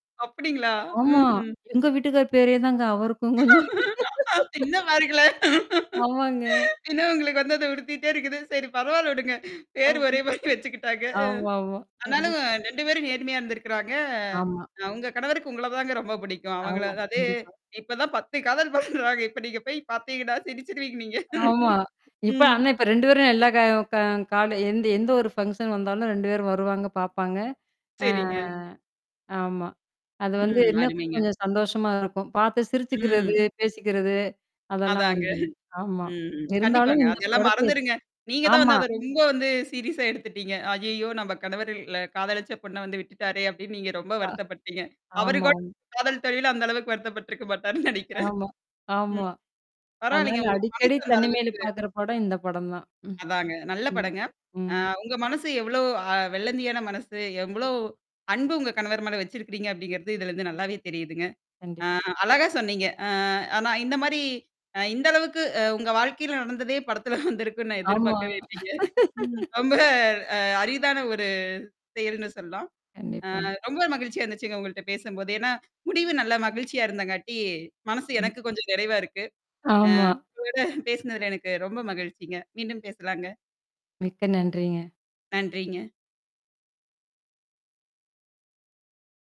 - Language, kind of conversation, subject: Tamil, podcast, ஒரு படம் உங்களைத் தனிமையிலிருந்து விடுபடுத்த முடியுமா?
- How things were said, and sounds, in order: other background noise; laughing while speaking: "இன்னும் மறக்கல. இன்னும் உங்களுக்கு வந்து … மாரி வச்சுக்கிட்டாங்க. அ"; laugh; laughing while speaking: "ஆமாங்க"; "உருத்திட்டே" said as "உடுத்திட்டே"; static; distorted speech; laughing while speaking: "பண்றாங்க. இப்ப நீங்க போய் பார்த்தீங்கனா சிரிச்சிடுவீங்க நீங்க"; tapping; in English: "ஃபங்ஷன்"; laughing while speaking: "அதாங்க"; in English: "சீரியஸா"; mechanical hum; chuckle; chuckle; chuckle; laugh; laughing while speaking: "ஆ உங்களோட பேசினதுல எனக்கு ரொம்ப மகிழ்ச்சிங்க"